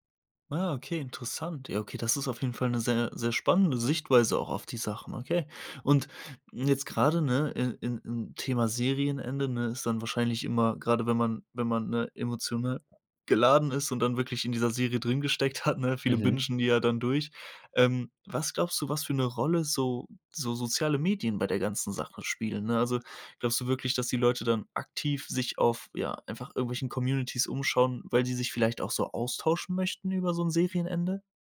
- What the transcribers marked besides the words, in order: hiccup
- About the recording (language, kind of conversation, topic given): German, podcast, Warum reagieren Fans so stark auf Serienenden?